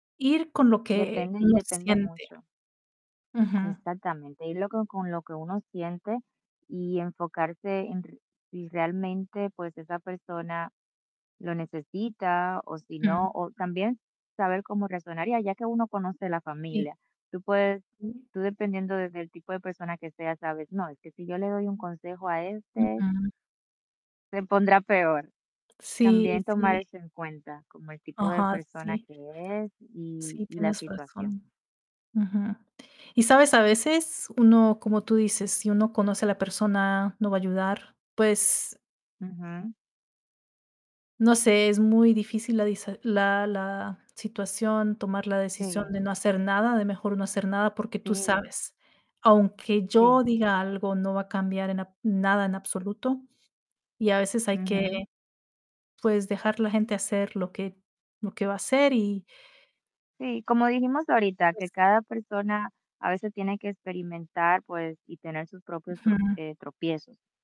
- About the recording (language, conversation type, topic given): Spanish, unstructured, ¿Deberías intervenir si ves que un familiar está tomando malas decisiones?
- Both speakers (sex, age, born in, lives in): female, 30-34, United States, United States; female, 35-39, Dominican Republic, United States
- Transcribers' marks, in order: mechanical hum; other background noise; distorted speech; static